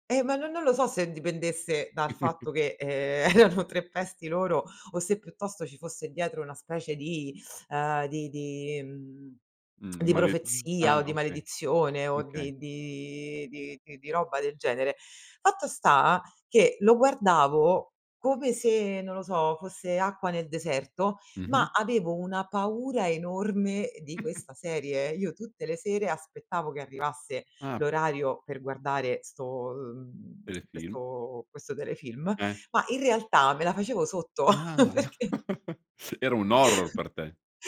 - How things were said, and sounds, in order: chuckle; laughing while speaking: "erano"; lip smack; drawn out: "di"; chuckle; tsk; chuckle; laughing while speaking: "perché"; chuckle
- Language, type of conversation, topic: Italian, podcast, Qual è un programma televisivo della tua infanzia che ti ha segnato?